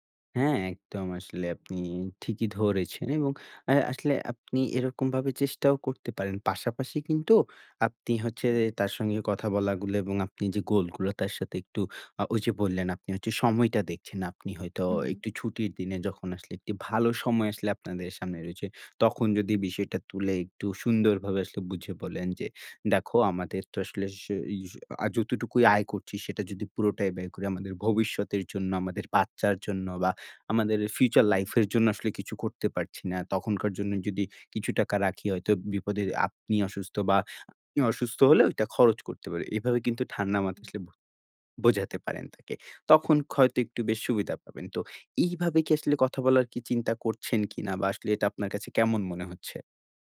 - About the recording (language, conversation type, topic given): Bengali, advice, সঙ্গীর সঙ্গে টাকা খরচ করা নিয়ে মতবিরোধ হলে কীভাবে সমাধান করবেন?
- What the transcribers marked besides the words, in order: other background noise; "হয়তো" said as "খয়তো"